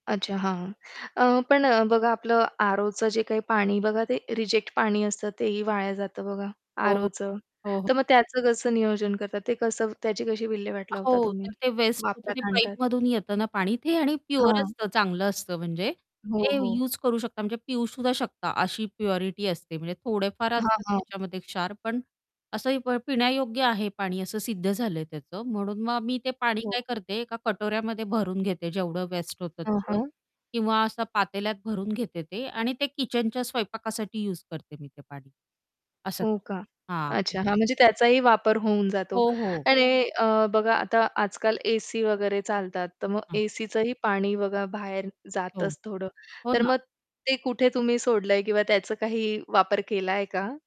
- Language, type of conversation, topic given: Marathi, podcast, पाणी वाचवण्याचे सोपे उपाय
- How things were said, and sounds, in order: static; distorted speech; other background noise; unintelligible speech